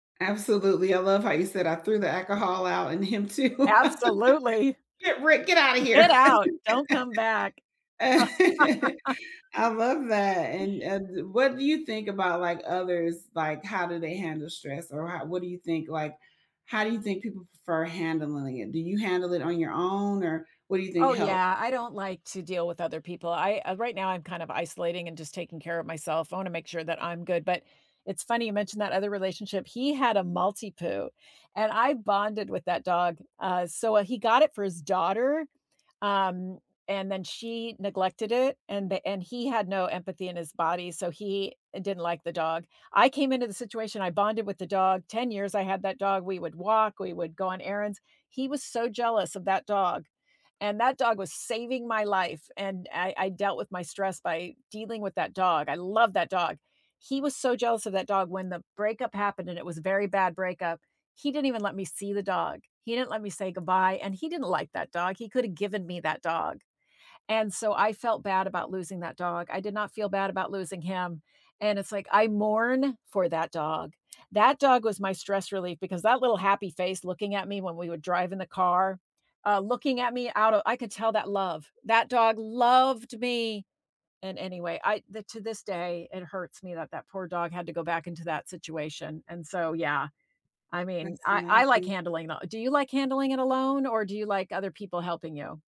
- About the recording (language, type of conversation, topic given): English, unstructured, How do you usually handle stress when it feels overwhelming?
- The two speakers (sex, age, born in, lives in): female, 40-44, United States, United States; female, 65-69, United States, United States
- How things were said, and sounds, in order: tapping; laughing while speaking: "too"; laugh; other background noise; laugh; chuckle